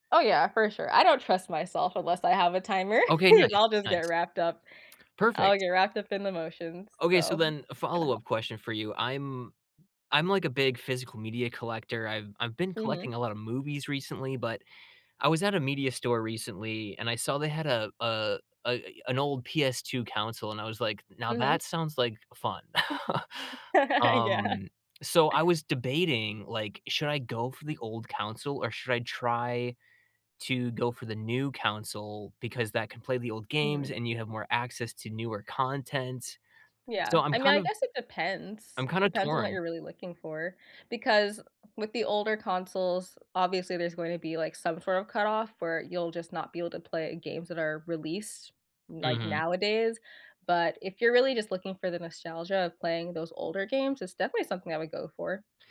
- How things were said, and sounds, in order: chuckle; tapping; other background noise; "console" said as "counsole"; laugh; laughing while speaking: "Yeah"; chuckle; "console" said as "counsole"; "console" said as "counsole"
- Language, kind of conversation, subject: English, unstructured, What small daily ritual should I adopt to feel like myself?